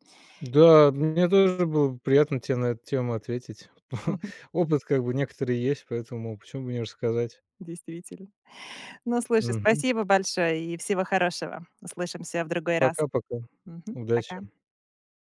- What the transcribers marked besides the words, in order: chuckle; tapping
- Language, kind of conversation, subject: Russian, podcast, Какие напитки помогают или мешают тебе спать?